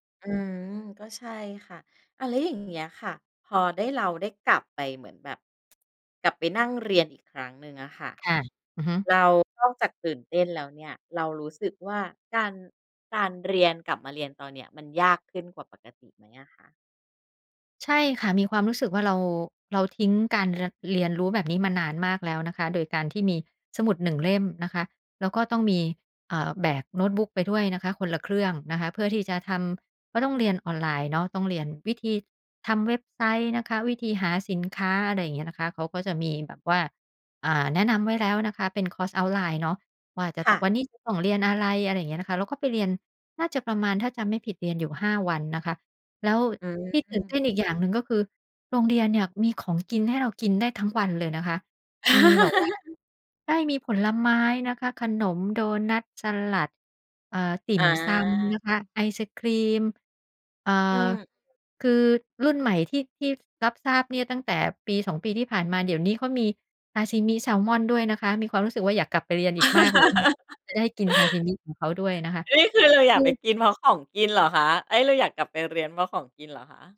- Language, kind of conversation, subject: Thai, podcast, เล่าเรื่องวันที่การเรียนทำให้คุณตื่นเต้นที่สุดได้ไหม?
- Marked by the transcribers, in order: tsk; giggle; laugh